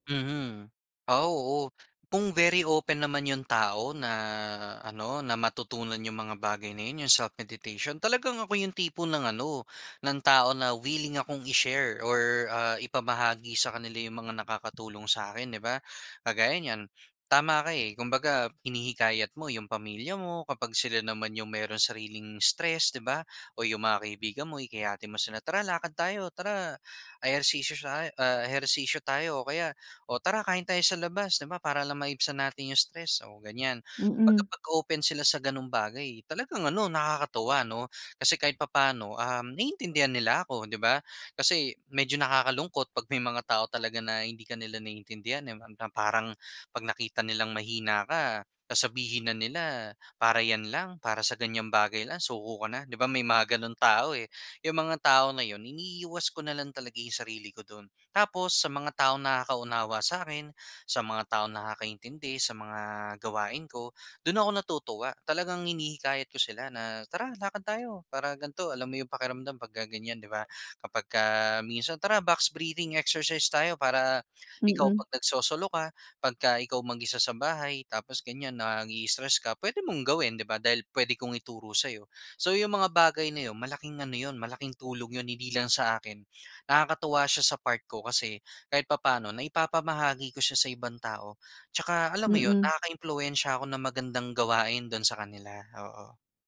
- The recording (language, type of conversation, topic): Filipino, podcast, Paano mo ginagamit ang pagmumuni-muni para mabawasan ang stress?
- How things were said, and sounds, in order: in English: "very open"; in English: "self-meditation"; other background noise; in English: "box breathing exercise"